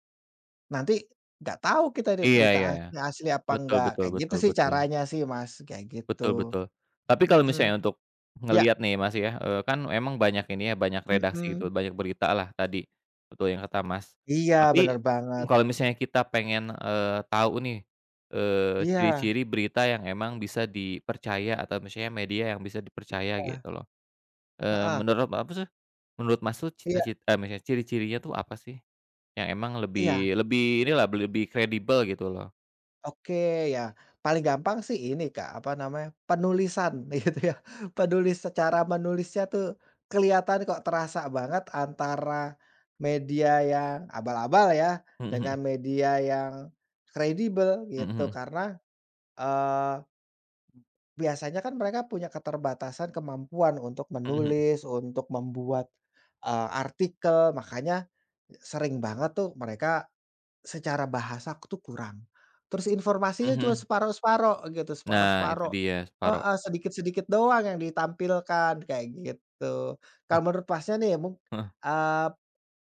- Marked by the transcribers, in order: tapping; laughing while speaking: "gitu, ya"; other background noise; hiccup
- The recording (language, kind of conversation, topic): Indonesian, unstructured, Bagaimana cara memilih berita yang tepercaya?